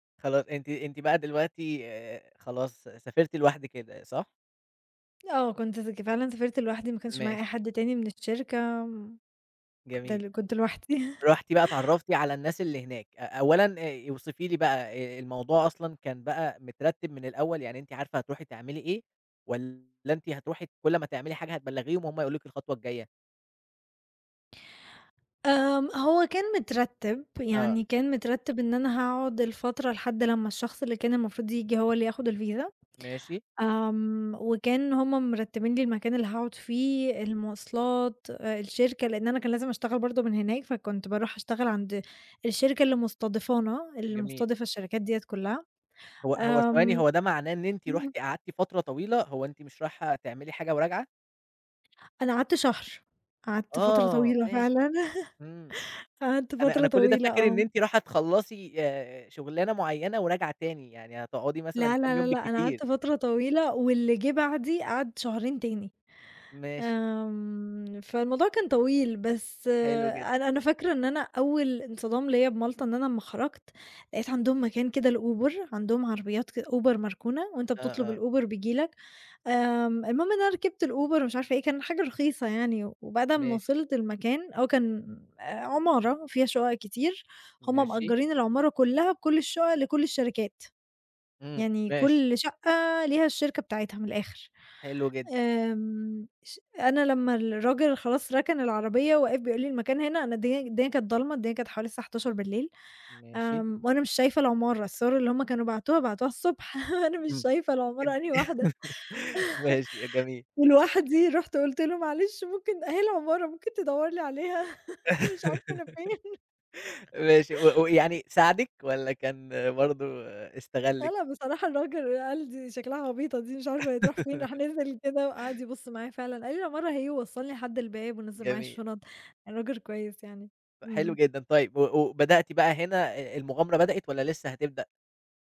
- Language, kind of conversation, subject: Arabic, podcast, احكيلي عن مغامرة سفر ما هتنساها أبدًا؟
- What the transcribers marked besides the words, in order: chuckle; in English: "الفيزا"; chuckle; unintelligible speech; laugh; chuckle; laughing while speaking: "أنا مش شايفة العمارة أنهي واحدة"; chuckle; laughing while speaking: "معلش ممكن أهي العمارة، ممكن … عارفة أنا فين"; laugh; chuckle; laugh